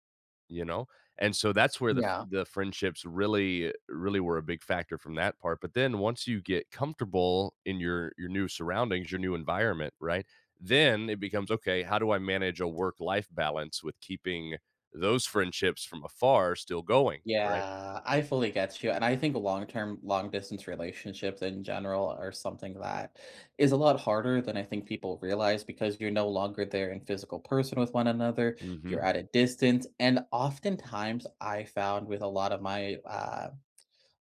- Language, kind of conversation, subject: English, unstructured, How do I manage friendships that change as life gets busier?
- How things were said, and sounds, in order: stressed: "then"; tapping